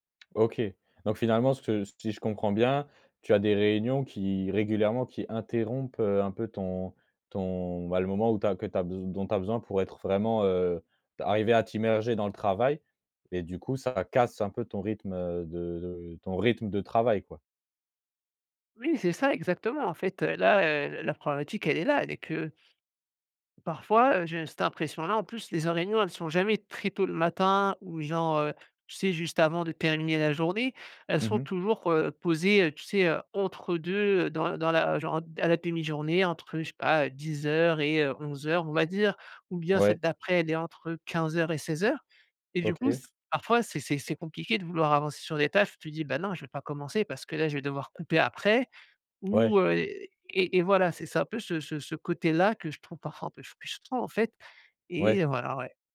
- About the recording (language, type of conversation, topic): French, advice, Comment gérer des journées remplies de réunions qui empêchent tout travail concentré ?
- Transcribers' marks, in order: none